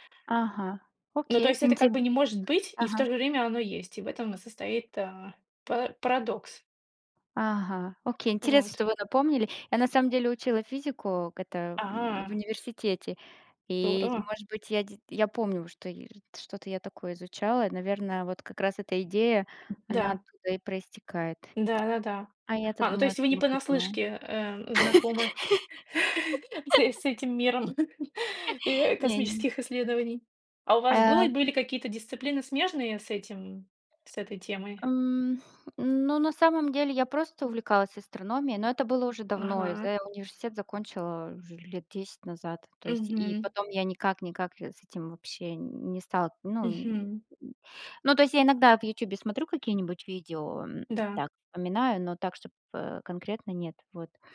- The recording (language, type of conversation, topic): Russian, unstructured, Почему людей интересуют космос и исследования планет?
- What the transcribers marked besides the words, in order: tapping; chuckle; laugh; chuckle; other background noise